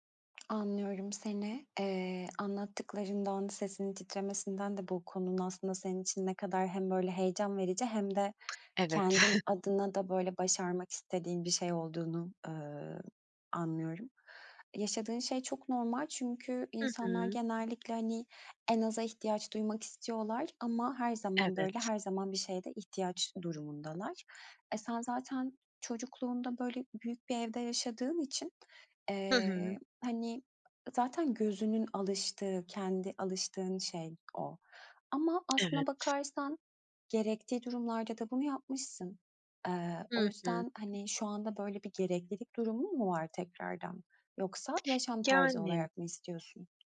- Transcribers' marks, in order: tapping; other background noise; chuckle
- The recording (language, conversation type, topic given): Turkish, advice, Minimalizme geçerken eşyaları elden çıkarırken neden suçluluk hissediyorum?